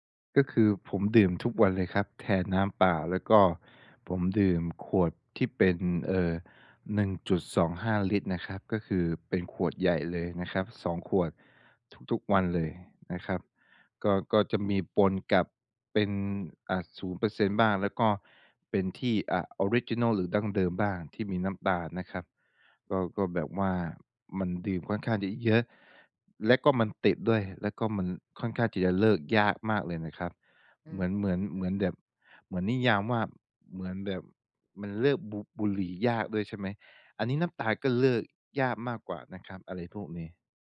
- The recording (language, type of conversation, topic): Thai, advice, คุณควรเริ่มลดการบริโภคน้ำตาลอย่างไร?
- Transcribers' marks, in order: none